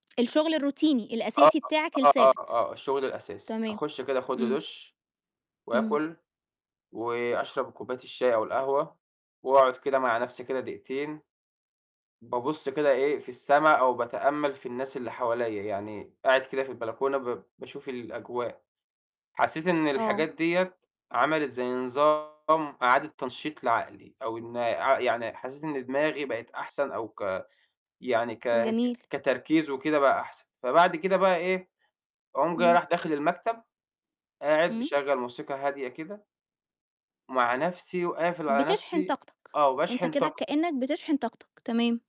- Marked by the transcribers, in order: in English: "الروتيني"; distorted speech; static
- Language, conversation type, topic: Arabic, podcast, إزاي بتتعامل مع فترات نقص الإلهام أو التوهان الإبداعي؟